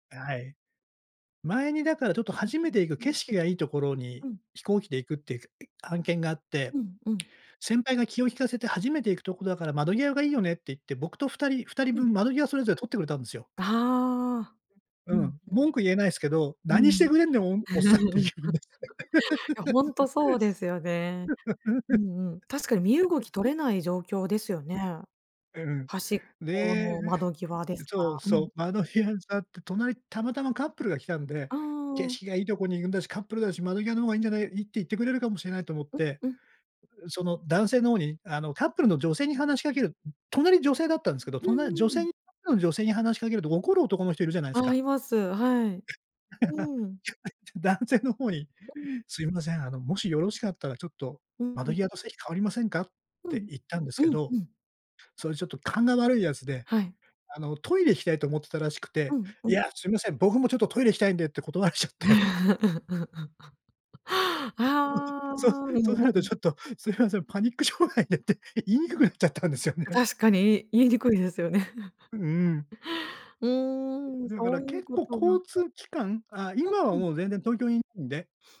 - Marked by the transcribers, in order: unintelligible speech; other noise; laugh; laugh; giggle; unintelligible speech; unintelligible speech; laughing while speaking: "断られちゃって"; chuckle; laugh; drawn out: "ああ"; laughing while speaking: "そ そ そうなるとちょっとす … たんですよね"; tapping; chuckle
- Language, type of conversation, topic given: Japanese, advice, 急に襲うパニック発作にはどう対処すればいいですか？